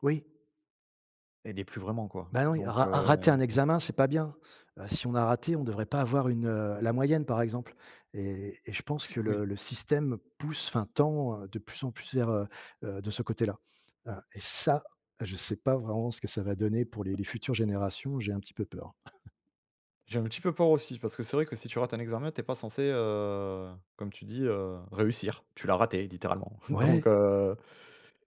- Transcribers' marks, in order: chuckle; drawn out: "heu"; tapping; chuckle
- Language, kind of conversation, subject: French, unstructured, Que changerais-tu dans le système scolaire actuel ?